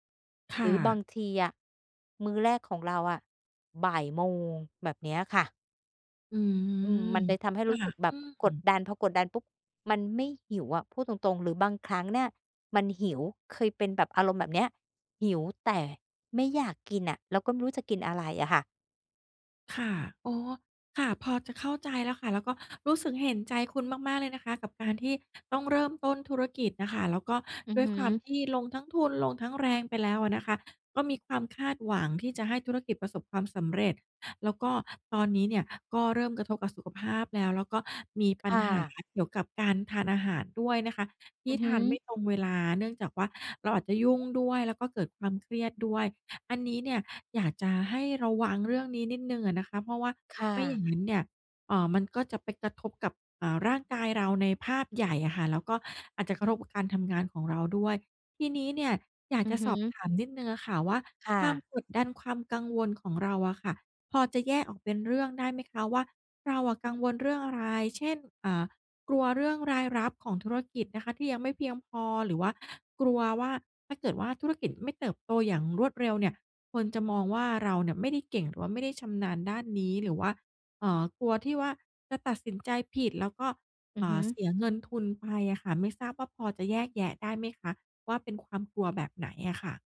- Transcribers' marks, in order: other background noise
- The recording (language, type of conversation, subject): Thai, advice, คุณรับมือกับความกดดันจากความคาดหวังของคนรอบข้างจนกลัวจะล้มเหลวอย่างไร?